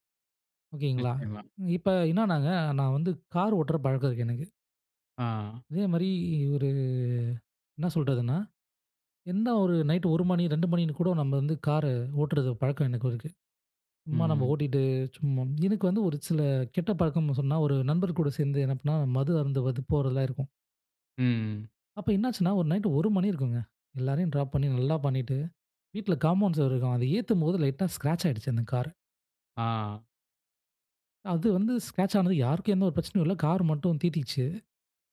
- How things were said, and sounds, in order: drawn out: "ம்"; in English: "ஸ்கிராச்"; in English: "ஸ்கிராச்"
- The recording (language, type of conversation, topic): Tamil, podcast, கற்றதை நீண்டகாலம் நினைவில் வைத்திருக்க நீங்கள் என்ன செய்கிறீர்கள்?